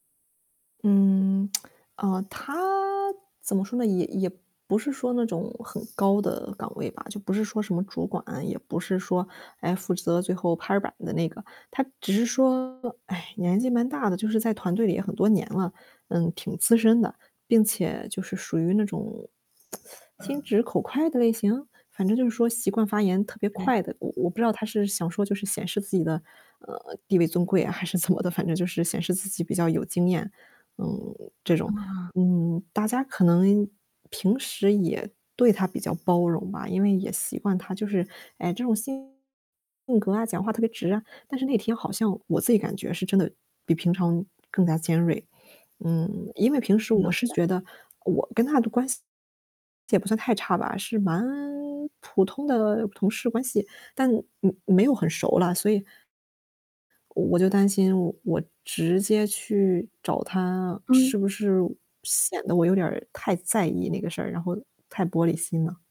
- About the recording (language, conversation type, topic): Chinese, advice, 同事对我的方案提出尖锐反馈让我不知所措，我该如何应对？
- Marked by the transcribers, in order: static; tsk; distorted speech; tsk; tapping; laughing while speaking: "怎么"